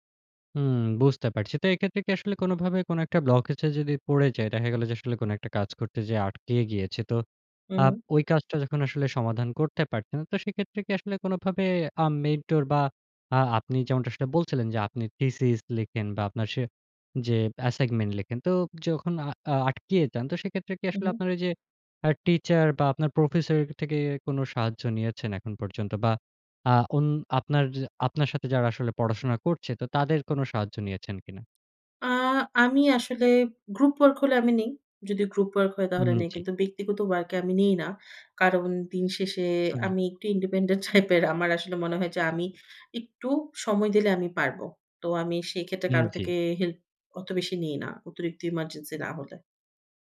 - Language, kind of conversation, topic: Bengali, podcast, কখনো সৃজনশীলতার জড়তা কাটাতে আপনি কী করেন?
- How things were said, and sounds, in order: tapping; "অ্যাসাইনমেন্ট" said as "অ্যাসাইগমেন্ট"; lip smack; in English: "ইন্ডিপেন্ডেন্ট"; laughing while speaking: "টাইপের"